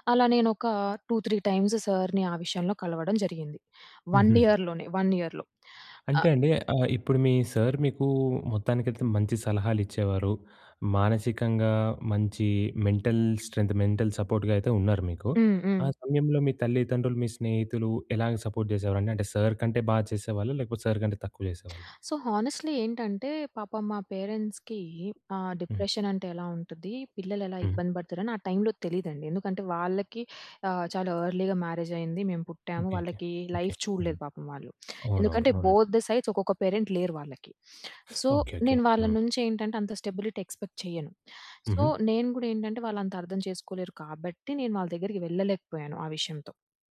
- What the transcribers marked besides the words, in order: in English: "టూ త్రీ టైమ్స్ సర్‌ని"; in English: "వన్ ఇయర్‌లోనే, వన్ ఇయర్‌లో"; in English: "సర్"; in English: "మెంటల్ స్ట్రెంత్, మెంటల్ సపోర్ట్‌గా"; in English: "సపోర్ట్"; in English: "సర్"; in English: "సర్"; in English: "సో, హానెస్ట్‌లి"; in English: "పేరెంట్స్‌కి"; in English: "డిప్రెషన్"; in English: "ఎర్లీగా"; in English: "లైఫ్"; other background noise; in English: "బోత్ ద సైడ్స్"; in English: "పేరెంట్"; in English: "సో"; teeth sucking; in English: "స్టెబిలిటీ ఎక్స్‌పెక్ట్"; in English: "సో"
- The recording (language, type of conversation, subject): Telugu, podcast, మీకు నిజంగా సహాయమిచ్చిన ఒక సంఘటనను చెప్పగలరా?